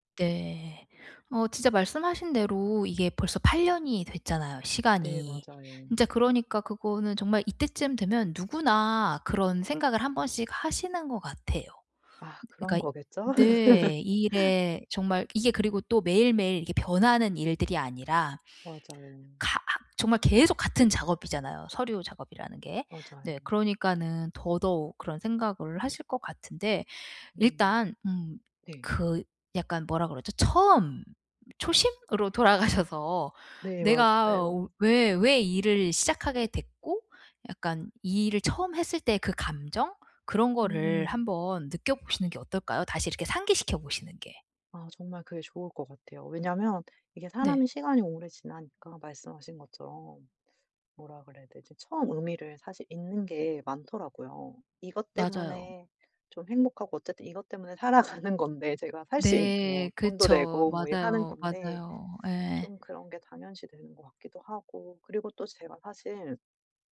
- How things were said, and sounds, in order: laugh; laughing while speaking: "돌아가셔서"; laughing while speaking: "살아가는"
- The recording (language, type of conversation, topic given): Korean, advice, 반복적인 업무 때문에 동기가 떨어질 때, 어떻게 일에서 의미를 찾을 수 있을까요?